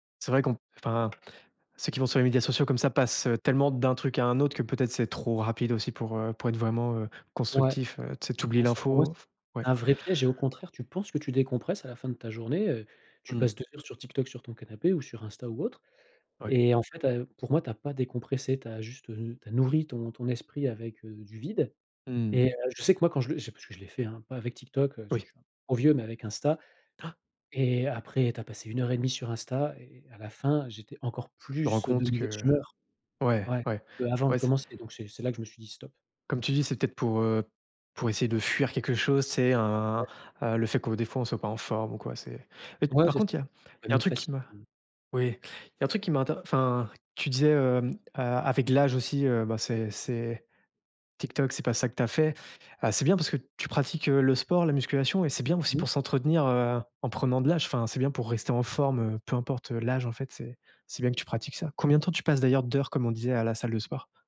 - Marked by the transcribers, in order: other background noise; gasp
- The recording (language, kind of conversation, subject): French, podcast, Comment ton hobby t’aide-t-il à décompresser après une journée ?